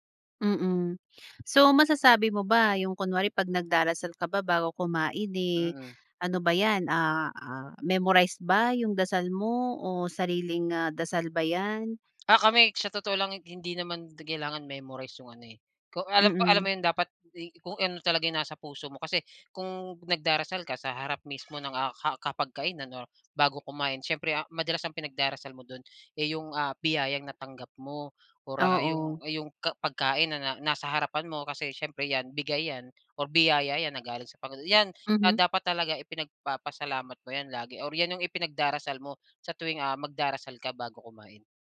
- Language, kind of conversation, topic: Filipino, podcast, Ano ang kahalagahan sa inyo ng pagdarasal bago kumain?
- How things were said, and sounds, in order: other background noise; horn